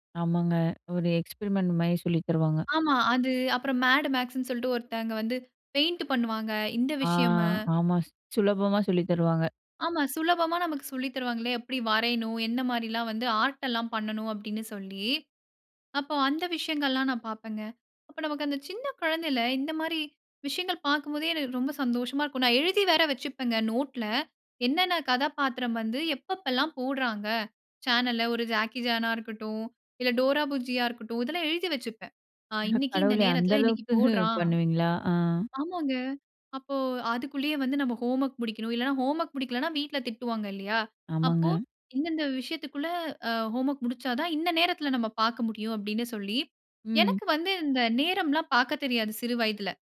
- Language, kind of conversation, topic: Tamil, podcast, சிறுவயதில் நீங்கள் பார்த்த தொலைக்காட்சி நிகழ்ச்சிகள் பற்றிச் சொல்ல முடியுமா?
- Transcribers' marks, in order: in English: "எக்ஸ்பெரிமென்ட்"; in English: "மேட் மேக்ஸ்ன்னு"; laughing while speaking: "அட கடவுளே! அந்த அளவுக்கு பண்ணுவீங்களா?"; in English: "ஹோம்வொர்க்"; in English: "ஹோம்வொர்க்"; in English: "ஹோம்வொர்க்"